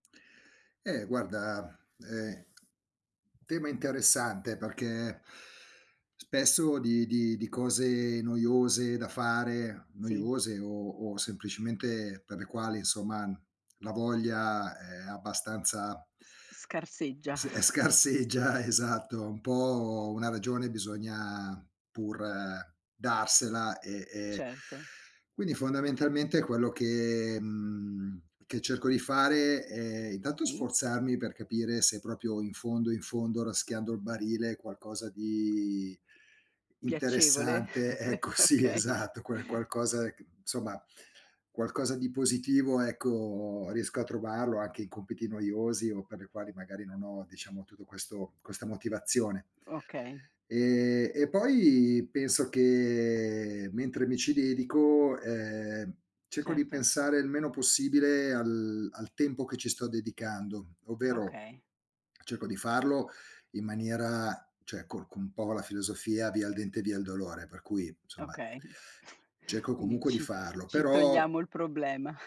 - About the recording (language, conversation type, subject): Italian, podcast, Come fai a trasformare un compito noioso in qualcosa di stimolante?
- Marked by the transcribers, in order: tapping; other background noise; chuckle; "proprio" said as "propio"; chuckle; laughing while speaking: "Okay"; "insomma" said as "nsomma"; chuckle; "insomma" said as "nsomma"; chuckle